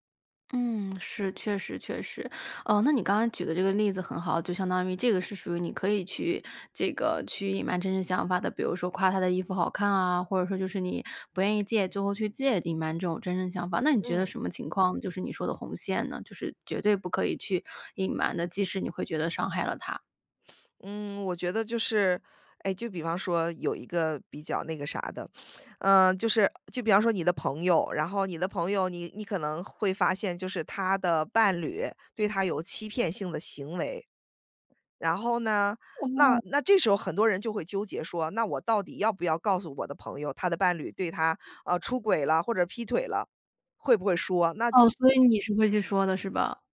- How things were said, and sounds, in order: sniff
- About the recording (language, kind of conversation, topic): Chinese, podcast, 你为了不伤害别人，会选择隐瞒自己的真实想法吗？